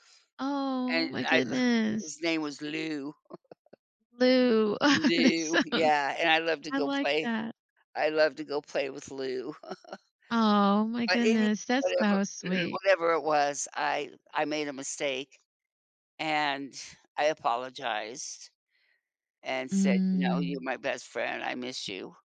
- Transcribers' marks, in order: chuckle; laughing while speaking: "Oh, that's so"; chuckle; throat clearing
- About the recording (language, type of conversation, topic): English, unstructured, How can learning from mistakes help us build stronger friendships?
- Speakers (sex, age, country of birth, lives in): female, 55-59, United States, United States; female, 75-79, United States, United States